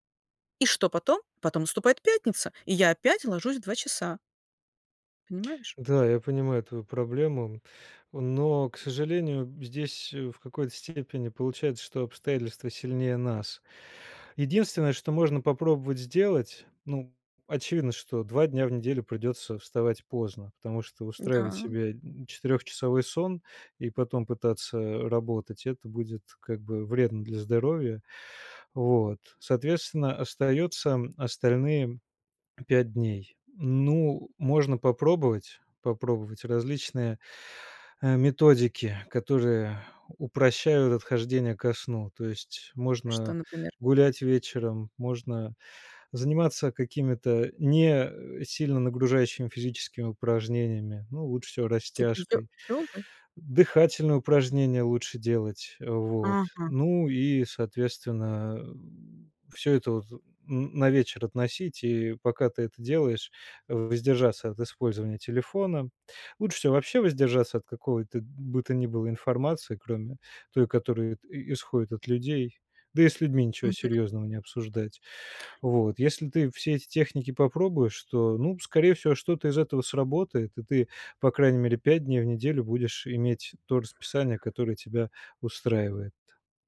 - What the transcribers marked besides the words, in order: none
- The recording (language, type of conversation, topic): Russian, advice, Почему у меня проблемы со сном и почему не получается придерживаться режима?